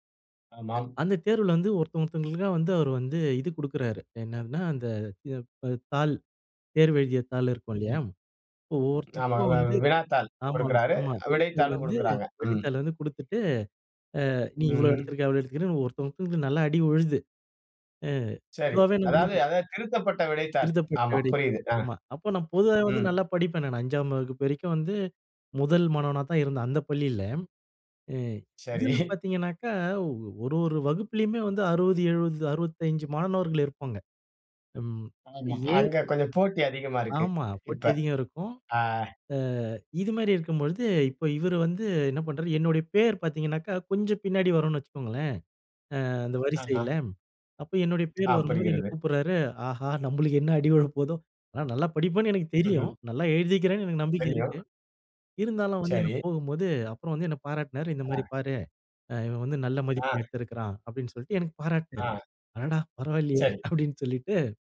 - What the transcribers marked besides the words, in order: unintelligible speech; other noise; unintelligible speech; other background noise; chuckle; tapping; laughing while speaking: "ஆஹா நம்மளுக்கு என்ன அடி விழப்போகுதோ"; laughing while speaking: "அடாடா, பரவால்லையே அப்படின்னு சொல்லிட்டு"
- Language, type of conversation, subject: Tamil, podcast, பல வருடங்களுக்கு பிறகு மறக்காத உங்க ஆசிரியரை சந்தித்த அனுபவம் எப்படி இருந்தது?